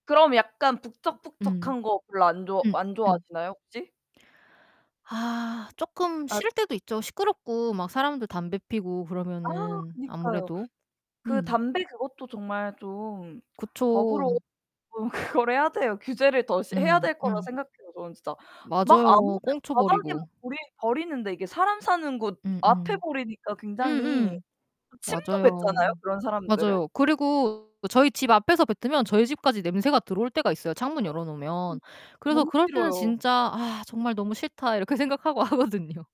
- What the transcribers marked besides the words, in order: other background noise; distorted speech; laughing while speaking: "그거를"; tapping; unintelligible speech; laughing while speaking: "하거든요"
- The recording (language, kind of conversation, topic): Korean, unstructured, 우리 동네에서 가장 개선이 필요한 점은 무엇인가요?